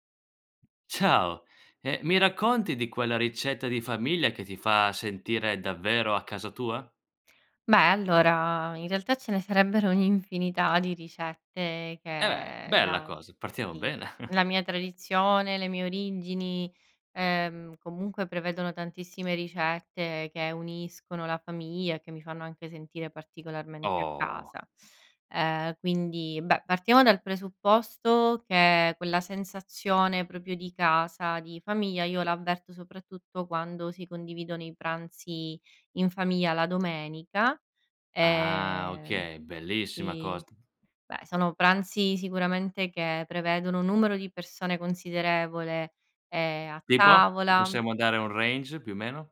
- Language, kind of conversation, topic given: Italian, podcast, Raccontami della ricetta di famiglia che ti fa sentire a casa
- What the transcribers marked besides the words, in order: tapping; laughing while speaking: "Ciao!"; chuckle; other background noise